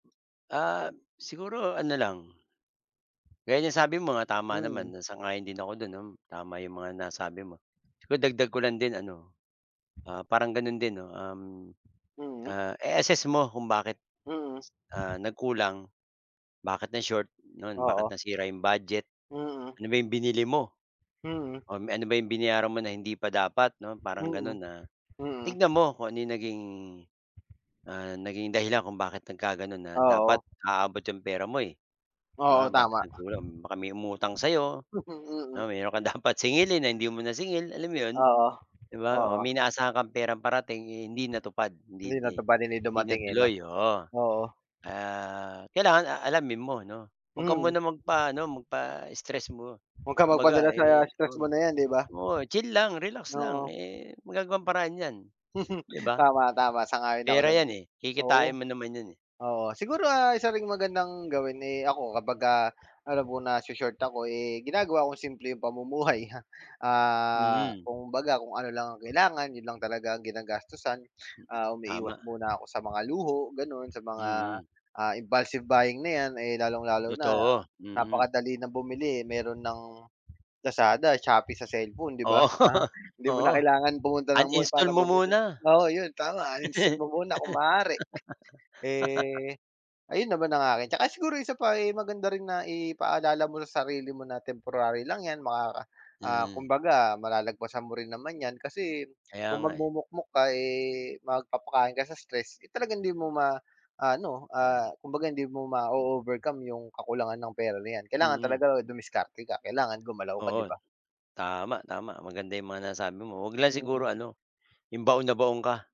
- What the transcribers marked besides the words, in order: other background noise; fan; laughing while speaking: "dapat"; chuckle; chuckle; laughing while speaking: "Oo"; laugh; tapping
- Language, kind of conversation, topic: Filipino, unstructured, Paano mo hinaharap ang stress kapag kapos ka sa pera?